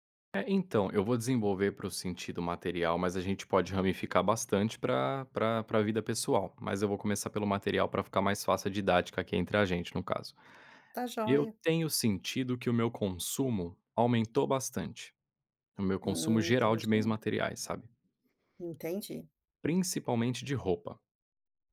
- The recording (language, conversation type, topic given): Portuguese, advice, Como você pode simplificar a vida e reduzir seus bens materiais?
- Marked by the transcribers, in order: tapping